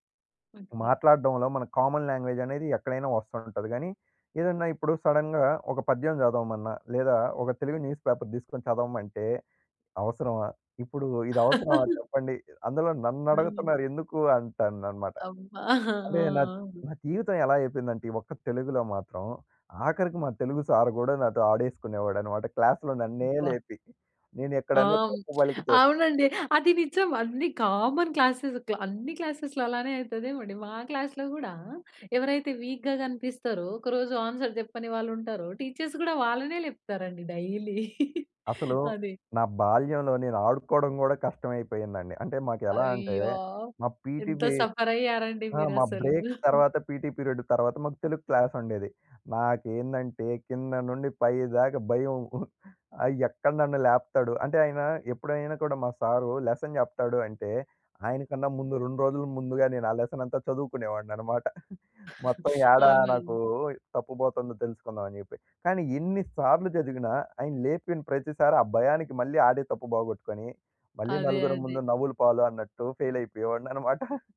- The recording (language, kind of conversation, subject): Telugu, podcast, పరీక్షలో పరాజయం మీకు ఎలా మార్గదర్శకమైంది?
- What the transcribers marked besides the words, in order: in English: "కామన్ లాంగ్వేజ్"; in English: "సడెన్‌గా"; in English: "న్యూస్ పేపర్"; giggle; giggle; giggle; giggle; in English: "క్లాస్‌లో"; lip smack; in English: "కామన్ క్లాసెస్"; in English: "క్లాసెస్‌లో"; in English: "క్లాస్‌లో"; in English: "వీక్‌గా"; in English: "ఆన్సర్"; in English: "టీచర్స్"; in English: "డైలీ"; giggle; in English: "పీటీ"; in English: "సఫర్"; in English: "బ్రేక్"; in English: "పీటీ"; giggle; in English: "క్లాస్"; giggle; in English: "లెసన్"; in English: "లెసన్"; giggle; in English: "ఫెయిల్"; giggle